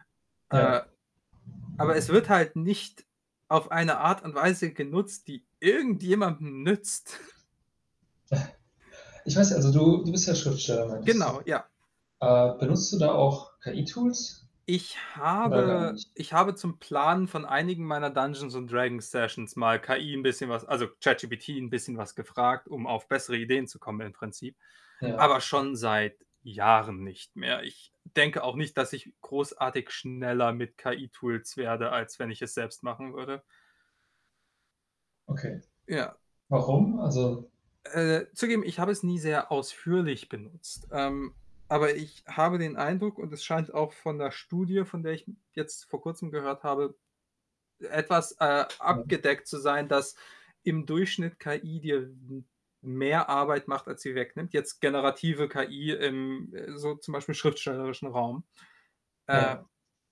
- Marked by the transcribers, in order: static; other background noise; chuckle; distorted speech
- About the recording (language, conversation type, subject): German, unstructured, Was macht Kunst für dich besonders?